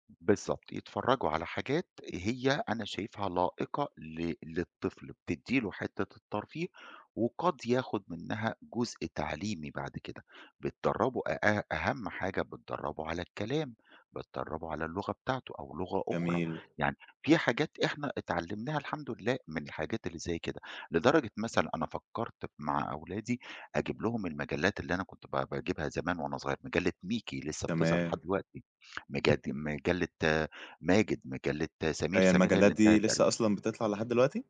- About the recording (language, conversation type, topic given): Arabic, podcast, ليه بنحب نعيد مشاهدة أفلام الطفولة؟
- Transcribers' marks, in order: other background noise